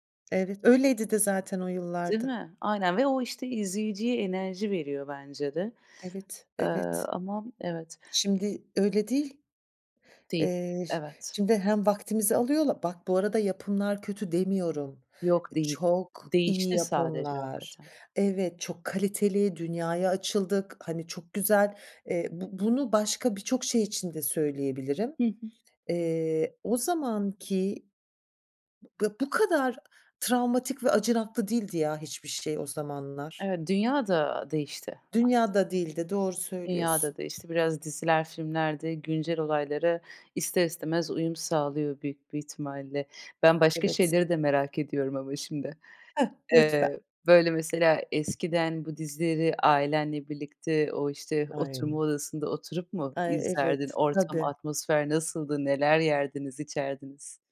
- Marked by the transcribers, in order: tapping; other noise; other background noise
- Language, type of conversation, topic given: Turkish, podcast, Nostalji neden bu kadar insanı cezbediyor, ne diyorsun?